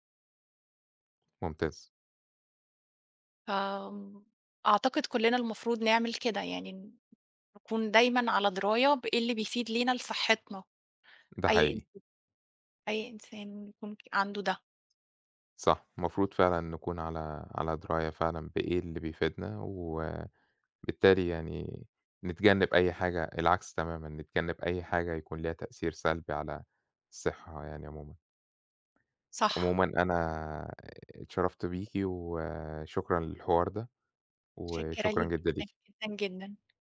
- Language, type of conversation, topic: Arabic, unstructured, إزاي بتحافظ على صحتك الجسدية كل يوم؟
- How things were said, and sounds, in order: tapping